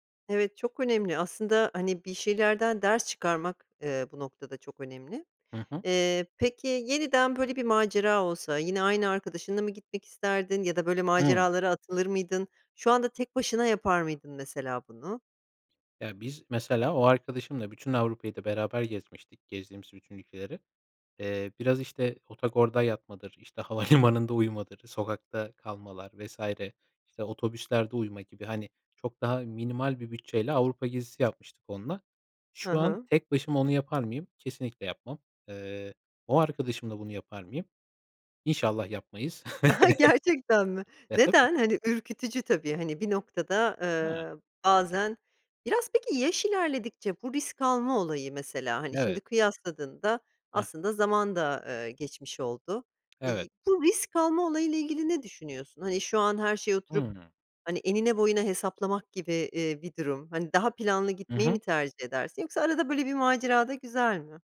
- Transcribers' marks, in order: tapping; "otogarda" said as "otogorda"; laughing while speaking: "havalimanında"; chuckle; laughing while speaking: "Gerçekten mi?"; chuckle
- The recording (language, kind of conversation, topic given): Turkish, podcast, En unutulmaz seyahat deneyimini anlatır mısın?